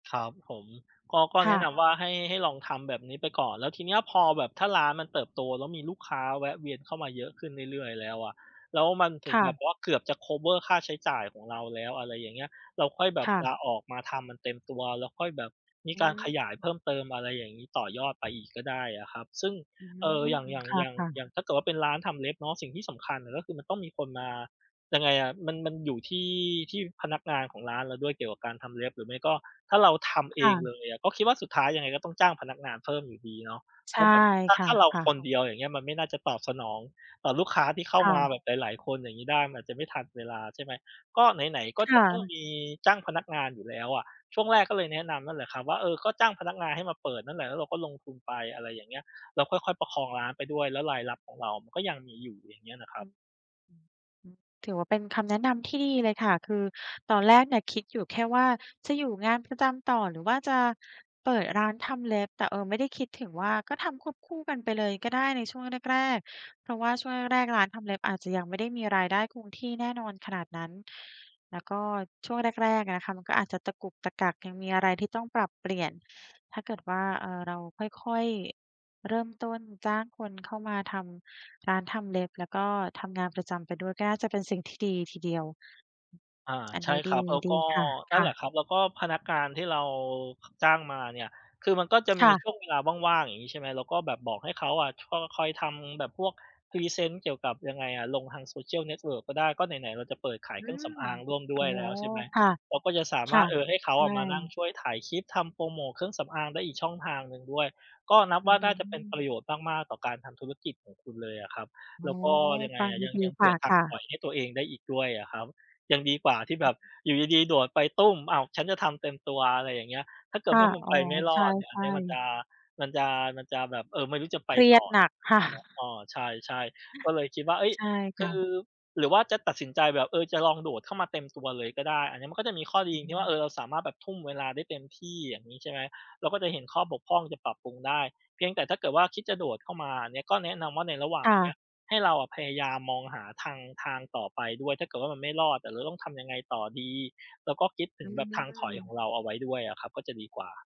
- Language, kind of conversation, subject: Thai, advice, ควรลาออกจากงานประจำไปทำธุรกิจสตาร์ทอัพเต็มเวลาหรือไม่?
- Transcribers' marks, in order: in English: "คัฟเวอร์"; other noise; tapping; laughing while speaking: "ว่า"; laughing while speaking: "ค่ะ"